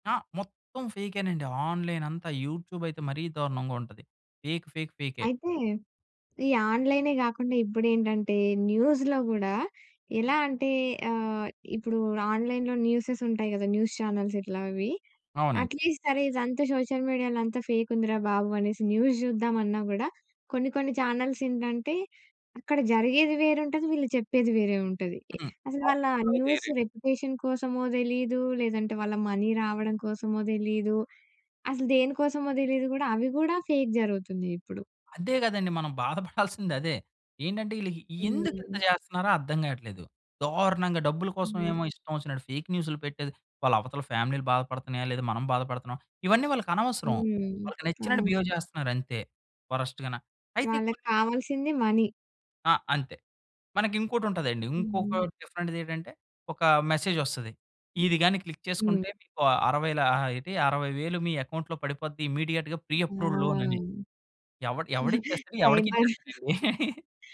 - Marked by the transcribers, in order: in English: "ఆన్‌లైన్"; in English: "యూట్యూబ్"; in English: "ఫేక్. ఫేక్"; in English: "న్యూస్‌లో"; in English: "ఆన్‌లై‌న్‌లో న్యూసెస్"; in English: "న్యూస్ చానెల్స్"; in English: "అట్‌లీస్ట్"; in English: "సోషల్ మీడియాలో"; in English: "న్యూస్"; in English: "చానెల్స్"; in English: "న్యూస్ రెప్యుటేషన్"; in English: "మనీ"; in English: "ఫేక్"; in English: "ఫేక్"; in English: "బిహేవ్"; in English: "వరస్ట్"; in English: "మనీ"; in English: "డిఫరెంట్‌ది"; in English: "క్లిక్"; in English: "అకౌంట్‌లో"; in English: "ఇమ్మీడియేట్‌గా ప్రీ అప్రూవల్ లోన్"; chuckle; giggle; chuckle
- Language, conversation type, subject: Telugu, podcast, ఆన్‌లైన్‌లో వచ్చిన సమాచారం నిజమా కాదా ఎలా నిర్ధారిస్తారు?